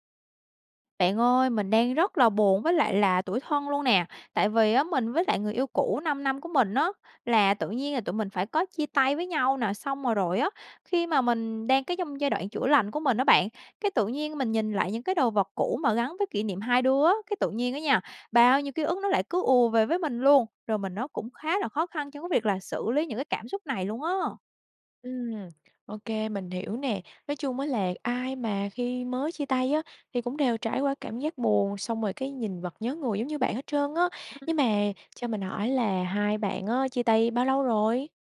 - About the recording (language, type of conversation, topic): Vietnamese, advice, Làm sao để buông bỏ những kỷ vật của người yêu cũ khi tôi vẫn còn nhiều kỷ niệm?
- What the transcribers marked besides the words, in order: tapping; unintelligible speech